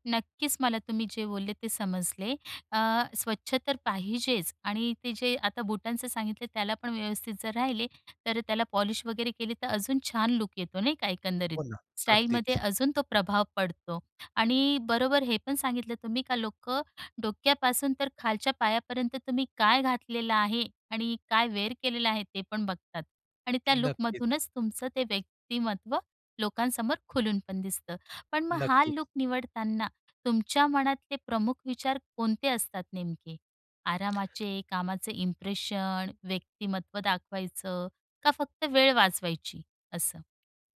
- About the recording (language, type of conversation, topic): Marathi, podcast, तू तुझ्या दैनंदिन शैलीतून स्वतःला कसा व्यक्त करतोस?
- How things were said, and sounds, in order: in English: "वेअर"; other background noise; in English: "इंप्रेशन"